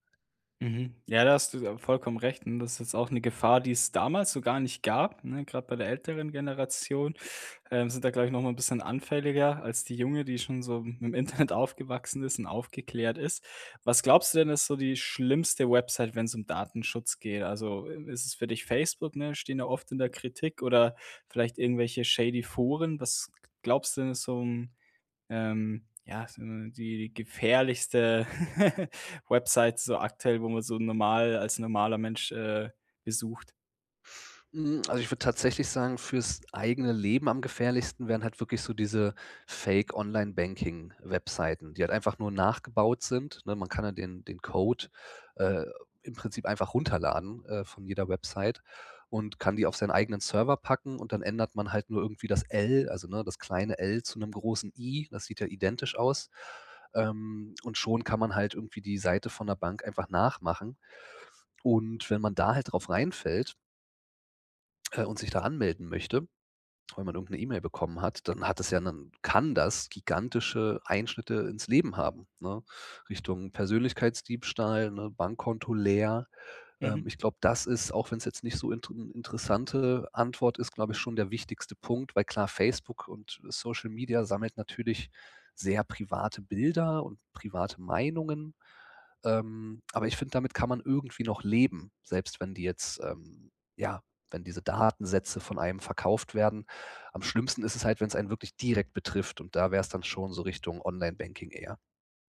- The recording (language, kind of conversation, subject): German, podcast, Wie schützt du deine privaten Daten online?
- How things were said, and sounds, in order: laughing while speaking: "Internet"; in English: "shady"; chuckle; stressed: "kann"; stressed: "direkt"